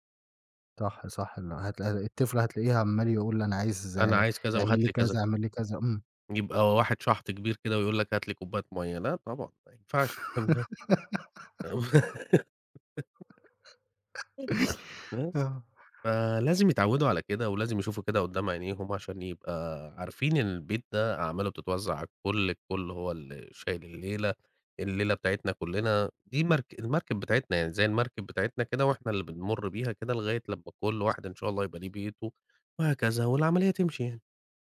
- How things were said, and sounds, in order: giggle; giggle
- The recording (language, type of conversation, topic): Arabic, podcast, إزاي شايفين أحسن طريقة لتقسيم شغل البيت بين الزوج والزوجة؟